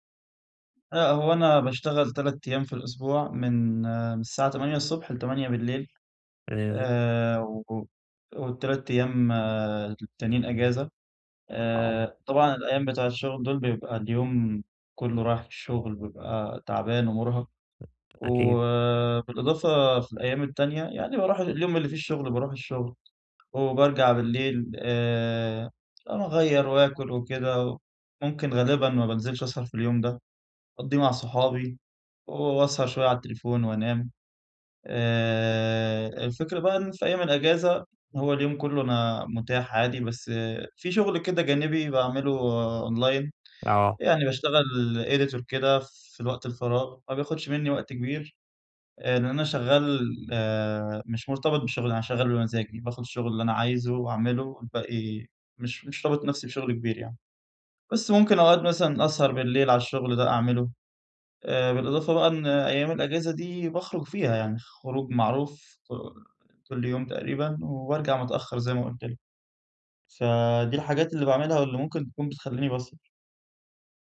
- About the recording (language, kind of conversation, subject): Arabic, advice, صعوبة الالتزام بوقت نوم ثابت
- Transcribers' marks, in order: unintelligible speech; other background noise; in English: "أونلاين"; in English: "editor"